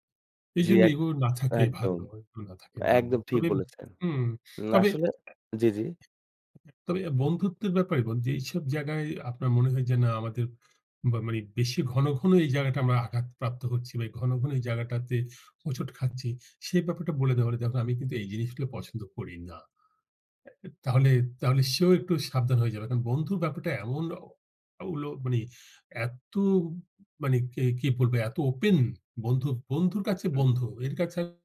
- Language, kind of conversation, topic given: Bengali, unstructured, তুমি কি মনে করো সম্পর্কের মধ্যে ত্রুটিগুলো নিয়ে খোলাখুলি কথা বলা উচিত?
- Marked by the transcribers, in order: tapping; unintelligible speech; other noise